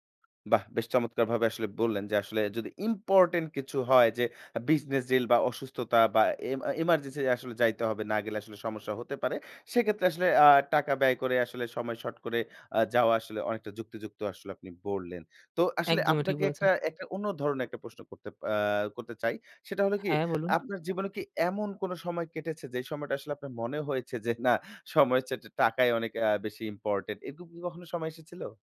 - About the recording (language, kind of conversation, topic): Bengali, podcast, টাকা আর সময়ের মধ্যে তুমি কোনটাকে বেশি প্রাধান্য দাও?
- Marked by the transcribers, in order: in English: "business deal"; in English: "emergency"; laughing while speaking: "সময়ের"